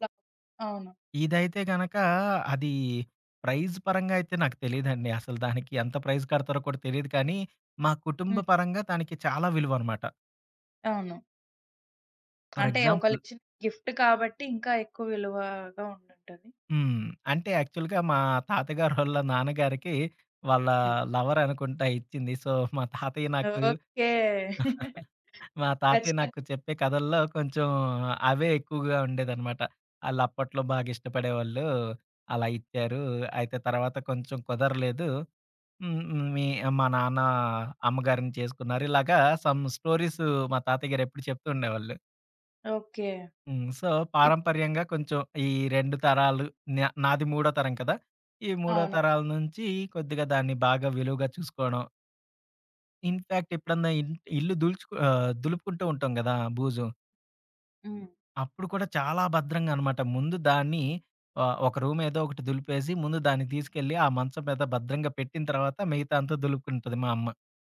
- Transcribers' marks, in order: unintelligible speech; in English: "ప్రైజ్"; in English: "ప్రైజ్"; in English: "ఫర్ ఎగ్జాంపుల్"; in English: "గిఫ్ట్"; in English: "యాక్చువల్‌గా"; giggle; in English: "సో"; chuckle; in English: "సమ్"; in English: "సో"; in English: "ఇన్ ఫ్యాక్ట్"; in English: "రూమ్"; tapping
- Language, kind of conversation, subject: Telugu, podcast, ఇంట్లో మీకు అత్యంత విలువైన వస్తువు ఏది, ఎందుకు?